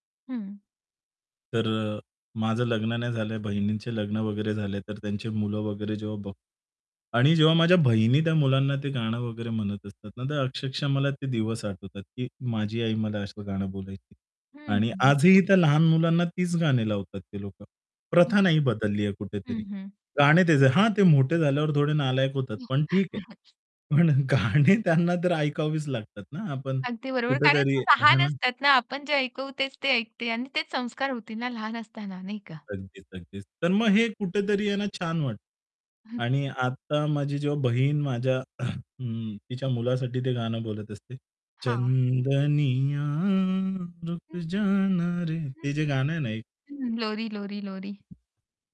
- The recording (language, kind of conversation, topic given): Marathi, podcast, बालपणातील कोणते गाणे अजूनही तुमच्या आठवणी जागवते?
- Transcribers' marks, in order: static; distorted speech; chuckle; laughing while speaking: "पण गाणं त्यांना तर"; horn; chuckle; throat clearing; singing: "चंदनीया रुक जाना रे"; other background noise